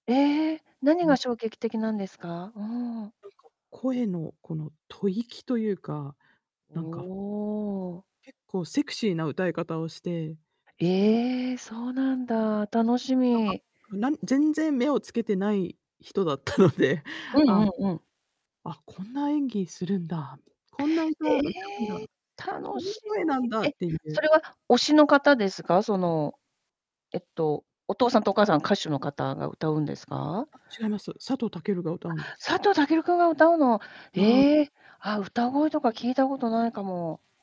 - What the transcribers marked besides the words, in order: distorted speech; drawn out: "おお"; laughing while speaking: "人だったので"; static; other background noise
- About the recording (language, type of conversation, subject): Japanese, unstructured, 自分の夢が実現したら、まず何をしたいですか？